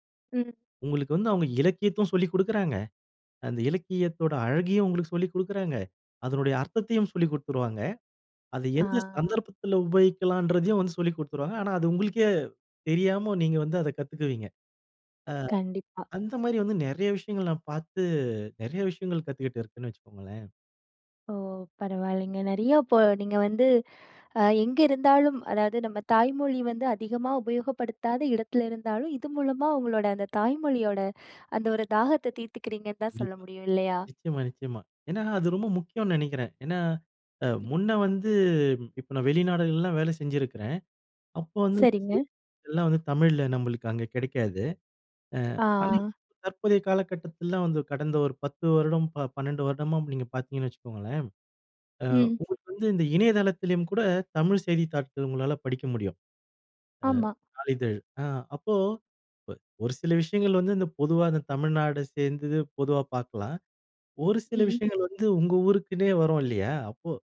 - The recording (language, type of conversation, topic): Tamil, podcast, தாய்மொழி உங்கள் அடையாளத்திற்கு எவ்வளவு முக்கியமானது?
- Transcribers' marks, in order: "இலக்கியமும்" said as "இலக்கியத்தும்"